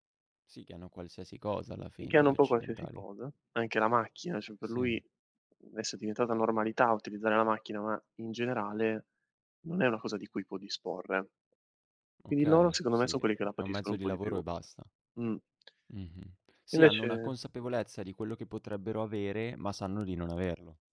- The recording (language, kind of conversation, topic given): Italian, podcast, Qual è stato il paesaggio naturale che ti ha lasciato senza parole?
- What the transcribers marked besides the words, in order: "cioè" said as "ceh"; other background noise; tapping